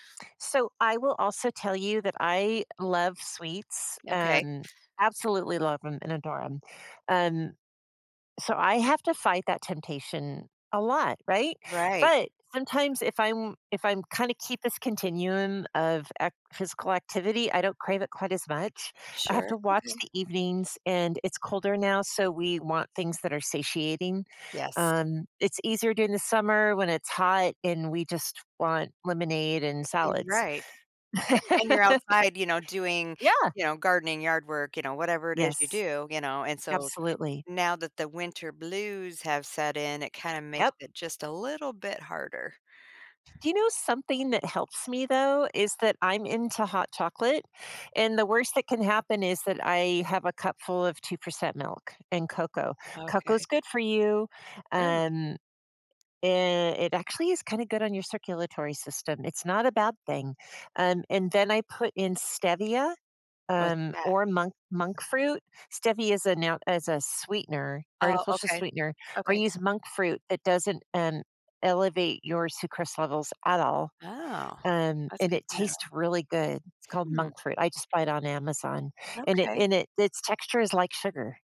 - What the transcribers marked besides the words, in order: laugh; other background noise
- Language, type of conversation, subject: English, unstructured, What's the best way to keep small promises to oneself?